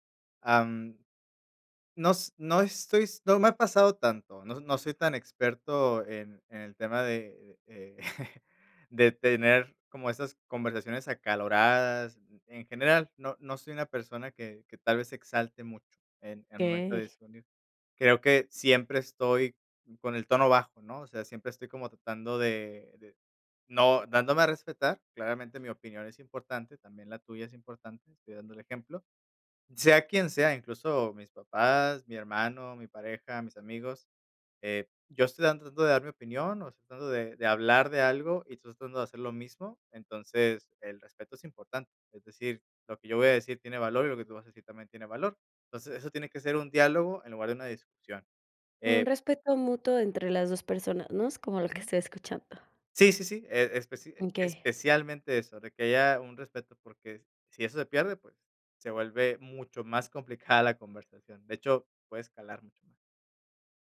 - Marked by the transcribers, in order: chuckle
- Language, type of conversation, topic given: Spanish, podcast, ¿Cómo manejas las discusiones sin dañar la relación?